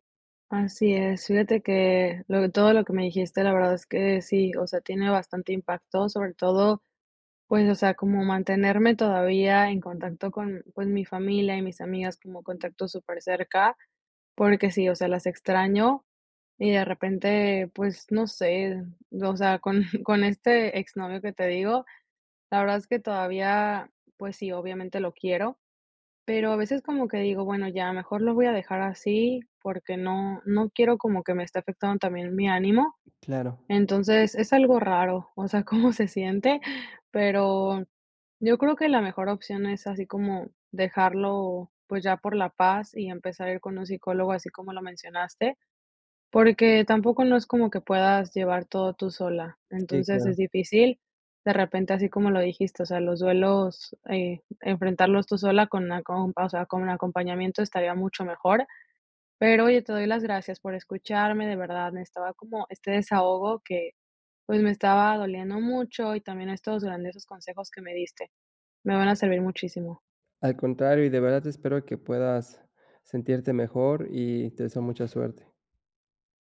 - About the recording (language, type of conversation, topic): Spanish, advice, ¿Cómo puedo afrontar la ruptura de una relación larga?
- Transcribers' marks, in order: laughing while speaking: "cómo se siente"; other background noise